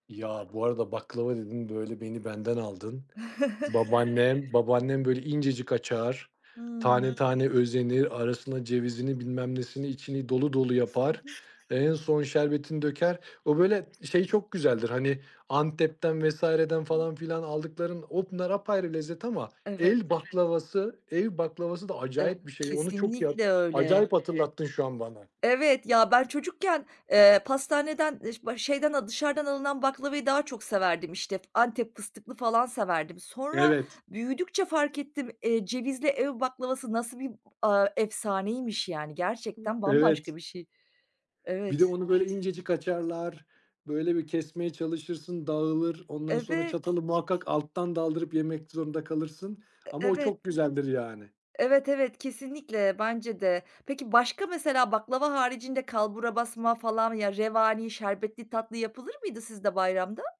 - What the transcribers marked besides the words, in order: other background noise; tapping; chuckle; background speech
- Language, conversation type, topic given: Turkish, unstructured, Bayramlarda en sevdiğiniz yemek hangisi?